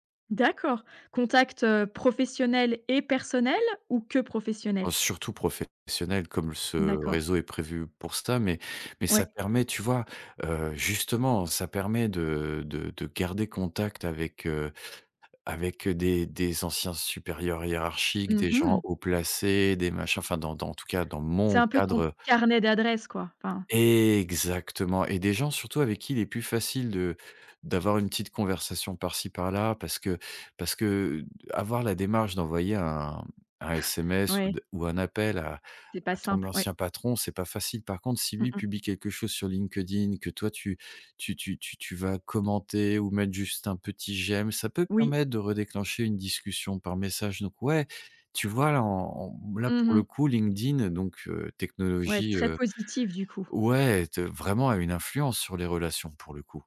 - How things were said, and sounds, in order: stressed: "carnet"; tapping; stressed: "Exactement"; chuckle
- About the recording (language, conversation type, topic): French, podcast, Comment la technologie change-t-elle tes relations, selon toi ?